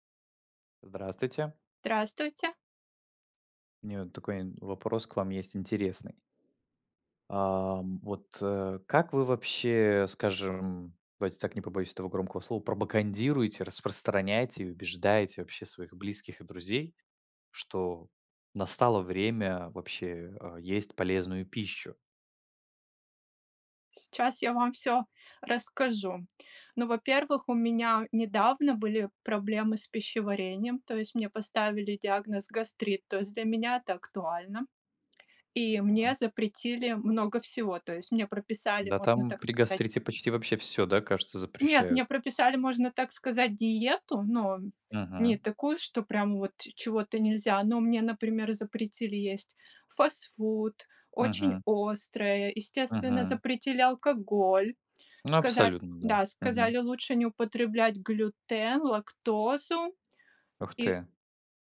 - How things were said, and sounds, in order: tapping
- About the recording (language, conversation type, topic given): Russian, unstructured, Как ты убеждаешь близких питаться более полезной пищей?